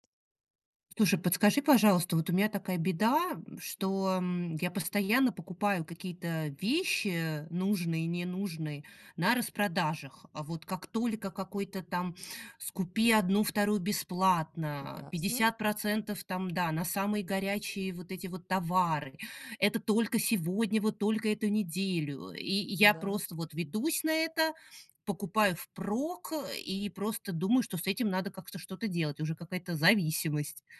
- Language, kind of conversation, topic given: Russian, advice, Почему я постоянно совершаю импульсивные покупки на распродажах?
- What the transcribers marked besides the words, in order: none